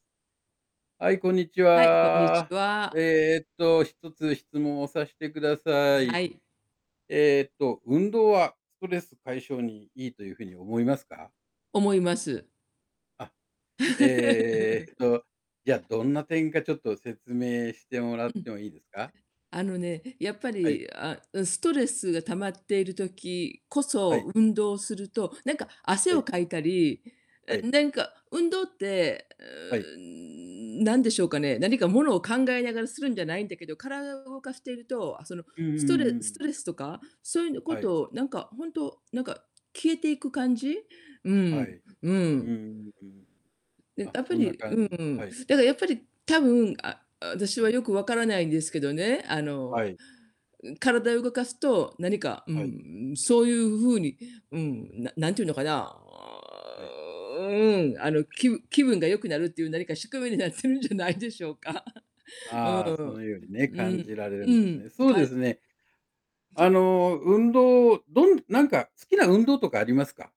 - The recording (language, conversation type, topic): Japanese, unstructured, 運動はストレス解消に役立つと思いますか？
- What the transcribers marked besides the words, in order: distorted speech; laugh; unintelligible speech; laughing while speaking: "なってるんじゃないでしょうか"; laugh; other background noise